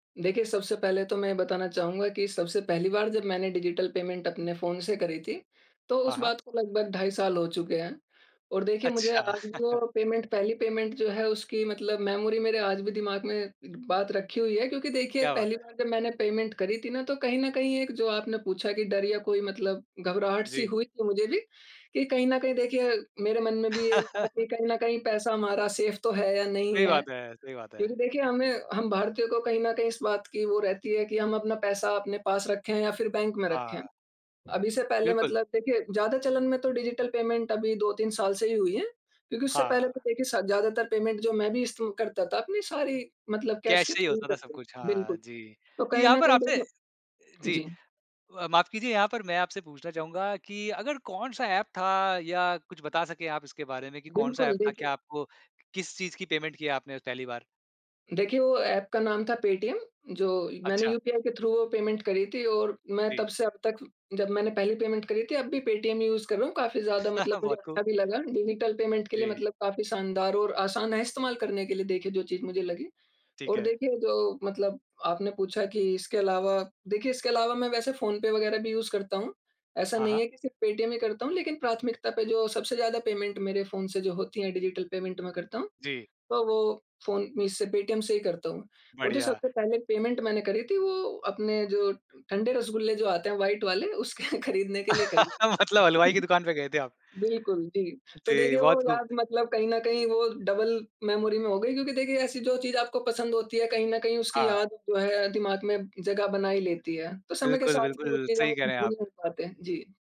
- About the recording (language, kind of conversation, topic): Hindi, podcast, डिजिटल भुगतान करने के बाद अपने खर्च और बजट को संभालना आपको कैसा लगा?
- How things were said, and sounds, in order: in English: "पेमेंट"; chuckle; in English: "पेमेंट"; in English: "पेमेंट"; in English: "मेमोरी"; in English: "पेमेंट"; laugh; in English: "सेफ़"; in English: "डिजिटल पेमेंट"; in English: "पेमेंट"; in English: "कैश"; in English: "कैश"; in English: "थ्रू"; in English: "पेमेंट"; in English: "थ्रू"; in English: "पेमेंट"; in English: "पेमेंट"; in English: "यूज़"; chuckle; in English: "डिजिटल पेमेंट"; in English: "यूज़"; in English: "पेमेंट"; in English: "पेमेंट"; in English: "पेमेंट"; in English: "व्हाइट"; laughing while speaking: "मतलब हलवाई की दुकान पे गए थे आप"; laughing while speaking: "उसके खरीदने के लिए करी थी"; in English: "डबल मेमोरी"